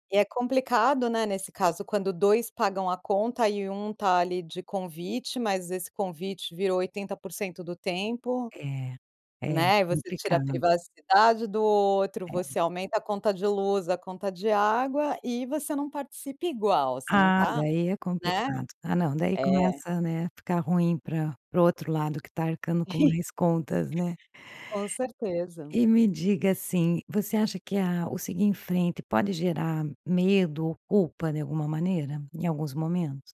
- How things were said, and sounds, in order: giggle
- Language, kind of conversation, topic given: Portuguese, podcast, Como saber quando é hora de seguir em frente de verdade?